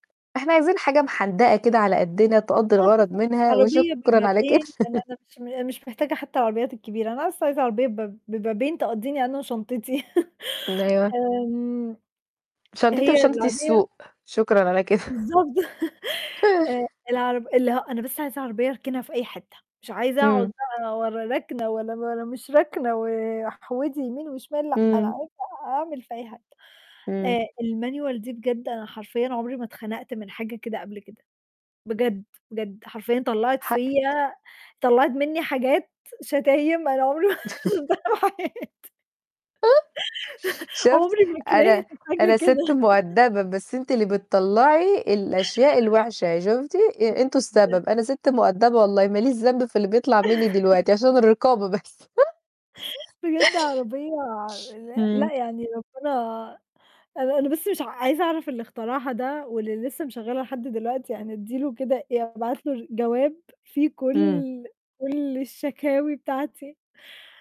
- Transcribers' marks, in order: tapping; laughing while speaking: "على كده"; laugh; chuckle; chuckle; laugh; in English: "الManual"; laugh; laughing while speaking: "أنا عمري"; unintelligible speech; laugh; chuckle; laughing while speaking: "عمري ما كرهت حاجة كده"; laugh; unintelligible speech; chuckle; laughing while speaking: "بس"; chuckle
- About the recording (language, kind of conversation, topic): Arabic, unstructured, إنت بتحب تتعلم حاجات جديدة إزاي؟